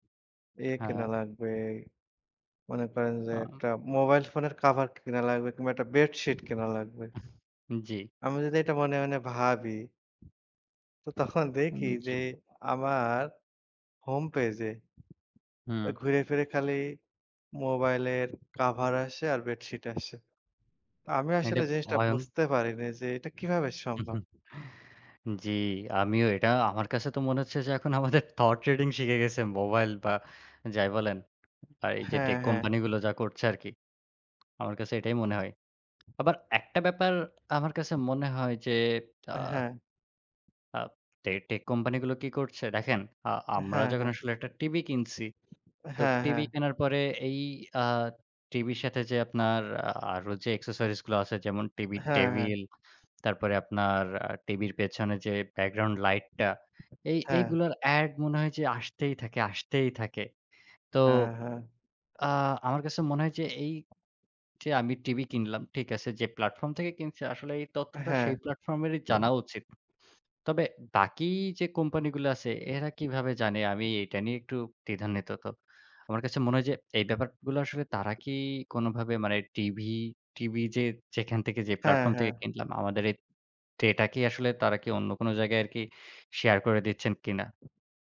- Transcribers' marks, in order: chuckle; laughing while speaking: "থট ট্রেডিং"; in English: "থট ট্রেডিং"; wind; "দ্বিধান্বিত" said as "দ্বিধান্বিতত"
- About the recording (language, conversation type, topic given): Bengali, unstructured, টেক কোম্পানিগুলো কি আমাদের গোপনীয়তা নিয়ে ছিনিমিনি খেলছে?